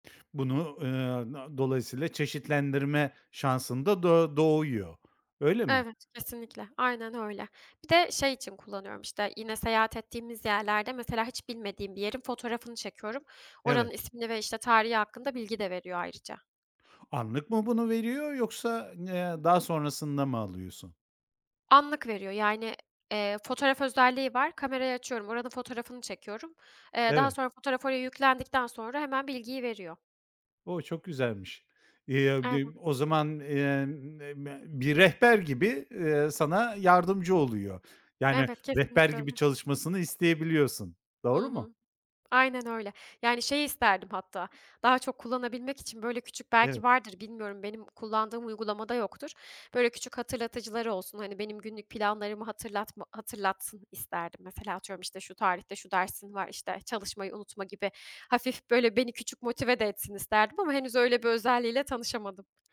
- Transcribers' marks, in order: other background noise; unintelligible speech; unintelligible speech
- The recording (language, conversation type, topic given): Turkish, podcast, Yapay zekâ günlük kararlarını etkileyecek mi, sen ne düşünüyorsun?